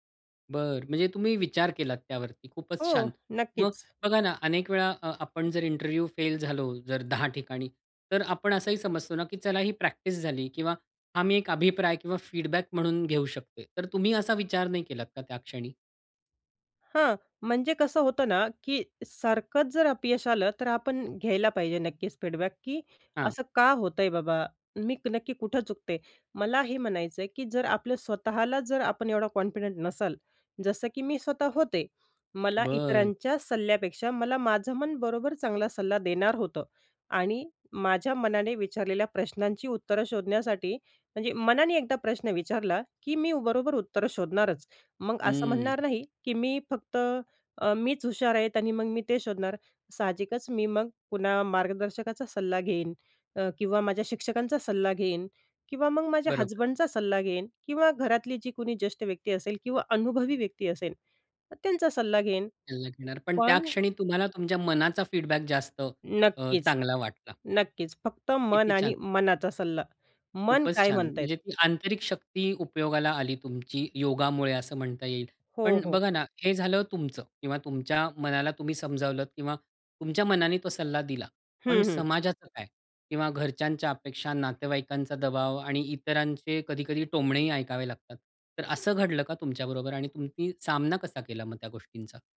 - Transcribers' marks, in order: in English: "इंटरव्ह्यू फेल"; in English: "फीडबॅक"; in English: "फीडबॅक"; in English: "कॉन्फिडंट"; tapping; in English: "फीडबॅक"; other background noise
- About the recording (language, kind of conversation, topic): Marathi, podcast, जोखीम घेतल्यानंतर अपयश आल्यावर तुम्ही ते कसे स्वीकारता आणि त्यातून काय शिकता?